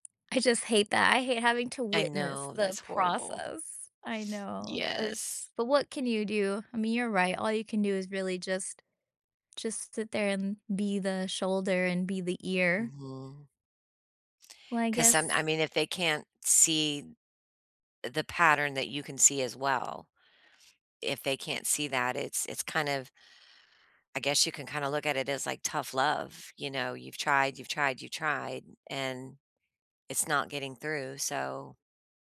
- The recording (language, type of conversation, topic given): English, unstructured, How can listening help solve conflicts?
- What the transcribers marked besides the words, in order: none